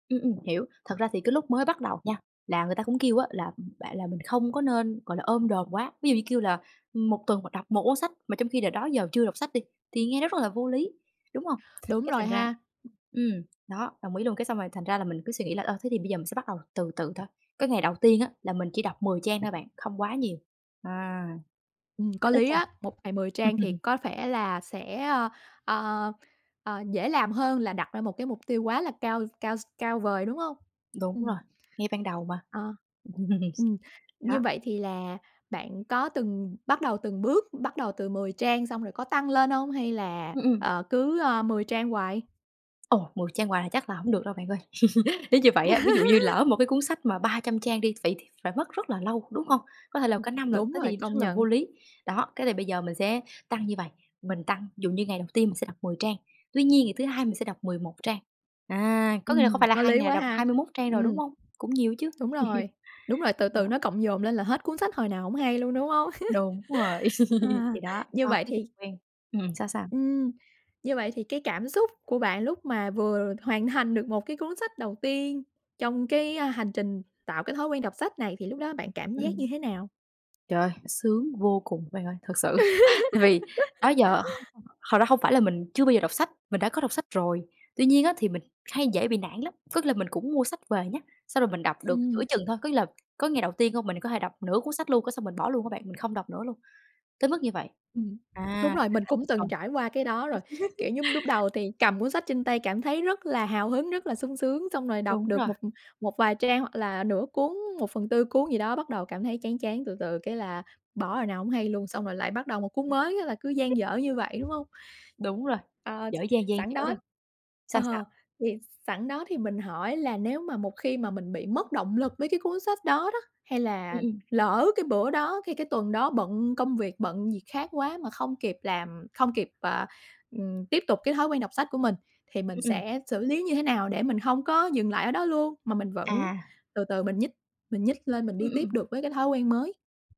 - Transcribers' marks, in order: tapping; unintelligible speech; other noise; other background noise; chuckle; "vẻ" said as "phẻ"; chuckle; laugh; unintelligible speech; chuckle; chuckle; chuckle; laugh; unintelligible speech; chuckle; unintelligible speech
- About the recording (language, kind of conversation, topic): Vietnamese, podcast, Làm thế nào để bạn nuôi dưỡng thói quen tốt mỗi ngày?